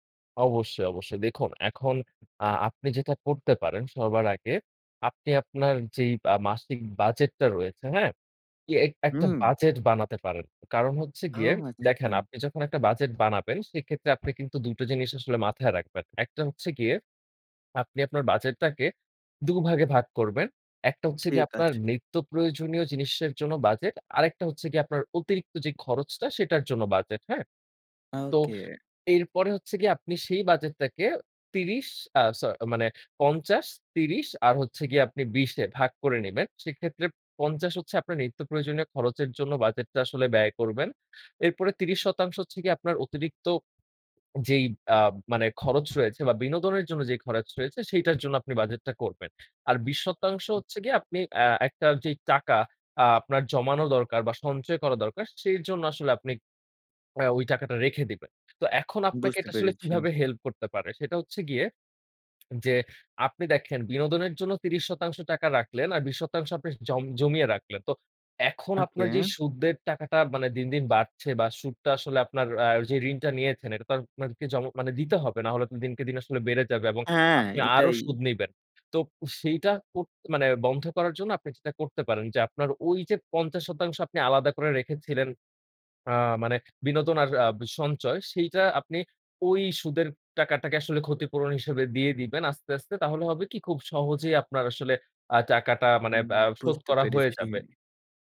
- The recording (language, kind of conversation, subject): Bengali, advice, ক্রেডিট কার্ডের দেনা কেন বাড়ছে?
- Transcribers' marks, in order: other background noise; tapping; other noise